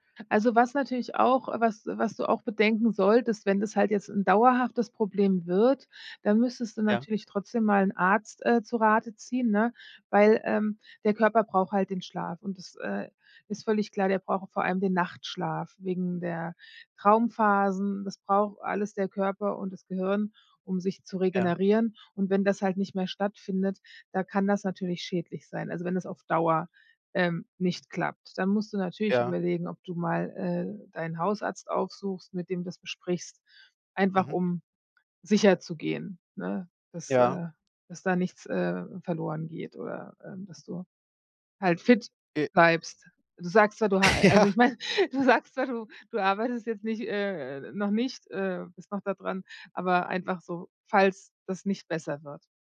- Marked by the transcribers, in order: other background noise; tapping; laughing while speaking: "Ja"; laughing while speaking: "meine"
- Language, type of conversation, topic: German, advice, Warum kann ich trotz Müdigkeit nicht einschlafen?